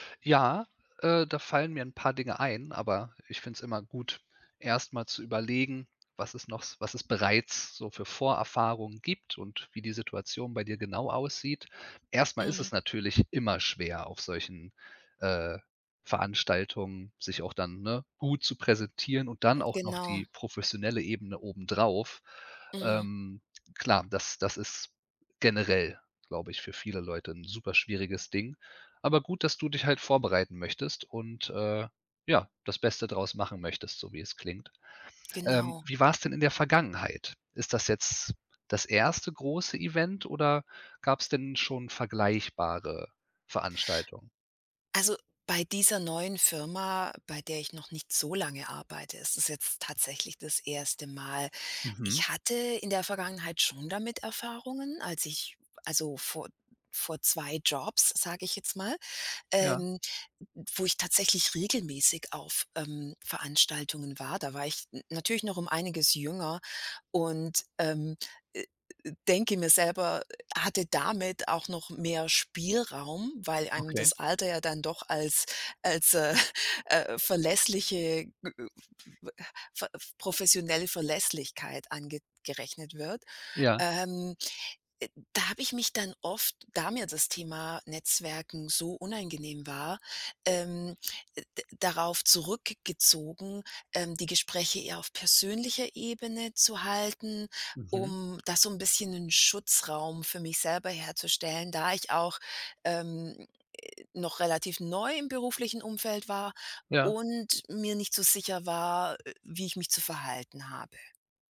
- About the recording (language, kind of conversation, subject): German, advice, Warum fällt es mir schwer, bei beruflichen Veranstaltungen zu netzwerken?
- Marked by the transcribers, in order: tapping; other background noise; laughing while speaking: "äh"